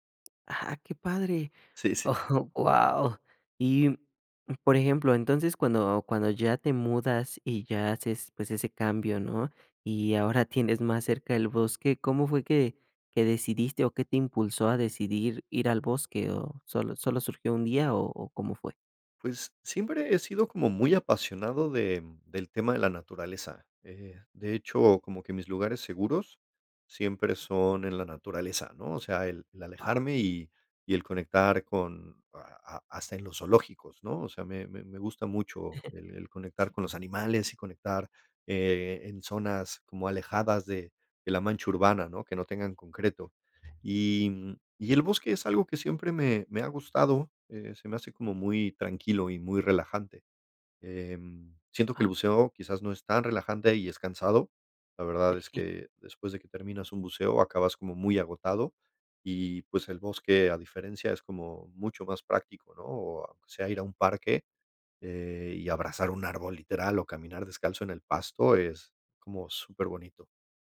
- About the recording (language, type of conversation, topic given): Spanish, podcast, ¿Cómo describirías la experiencia de estar en un lugar sin ruido humano?
- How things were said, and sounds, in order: chuckle; chuckle